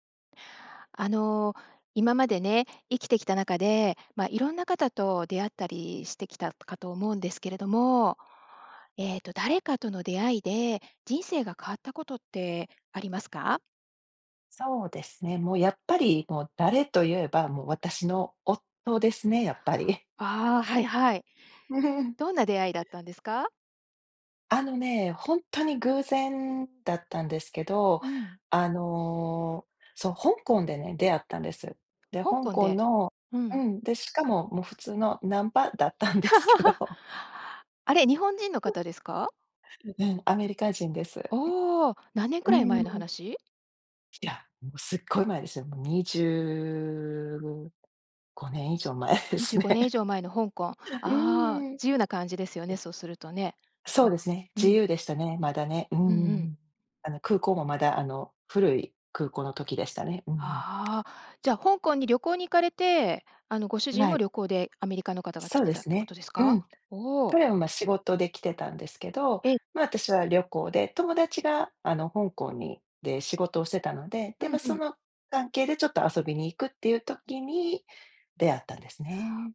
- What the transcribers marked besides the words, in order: laugh; laughing while speaking: "だったんですけど"; laugh; other noise; drawn out: "にじゅうごねん"; laughing while speaking: "前ですね"; laugh; tapping
- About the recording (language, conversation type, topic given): Japanese, podcast, 誰かとの出会いで人生が変わったことはありますか？